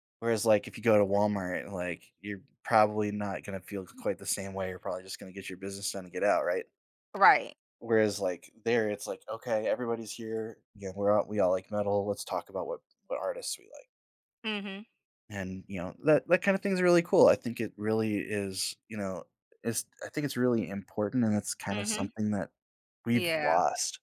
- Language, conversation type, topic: English, unstructured, In what ways do community events help people connect and build relationships?
- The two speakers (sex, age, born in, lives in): female, 35-39, United States, United States; male, 35-39, United States, United States
- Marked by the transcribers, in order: tapping; other background noise